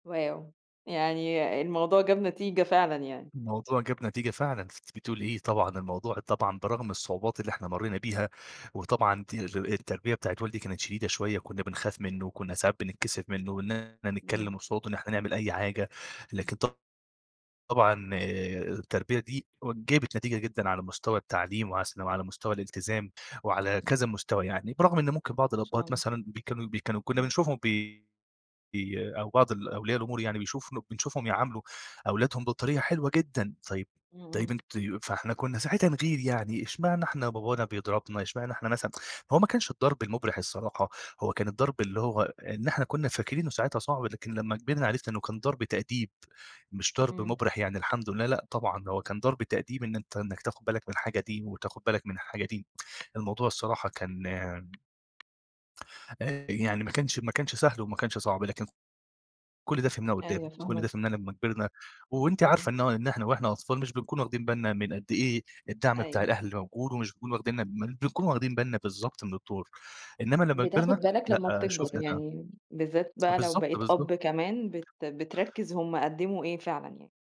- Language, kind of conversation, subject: Arabic, podcast, إيه دور أهلك وصحابك في دعمك وقت الشدة؟
- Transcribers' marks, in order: tsk; tapping